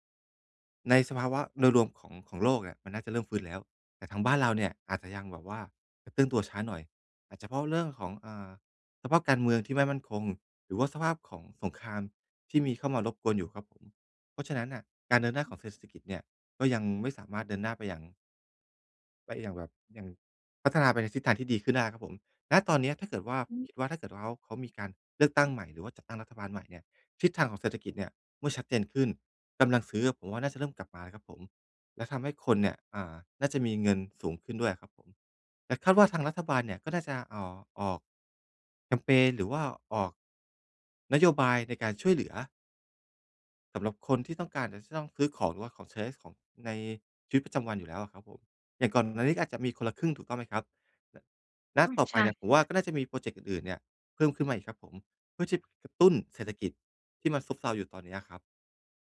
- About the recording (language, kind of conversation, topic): Thai, advice, ฉันจะรับมือกับความกลัวและความล้มเหลวได้อย่างไร
- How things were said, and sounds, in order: none